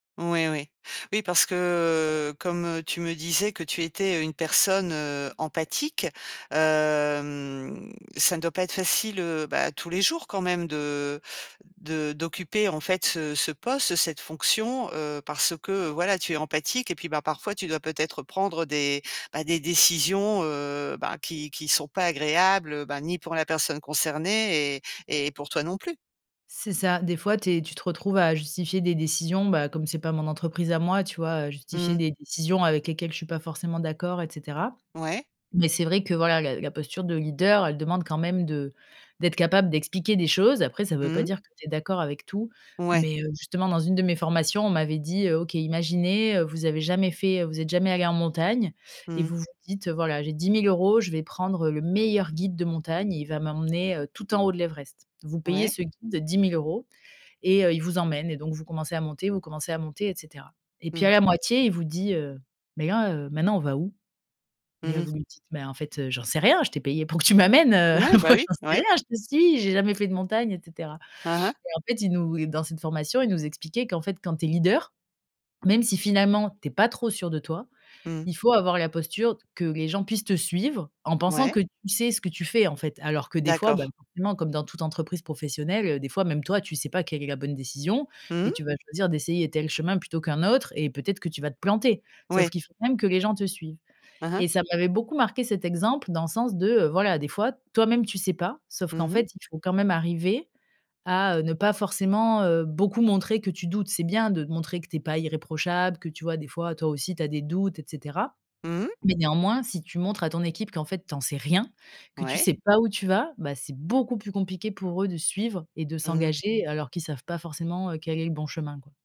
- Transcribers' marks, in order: drawn out: "que"; drawn out: "hem"; stressed: "meilleur"; laughing while speaking: "pour que tu"; laughing while speaking: "moi, j'en sais rien"; stressed: "beaucoup"
- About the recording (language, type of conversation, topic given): French, podcast, Qu’est-ce qui, pour toi, fait un bon leader ?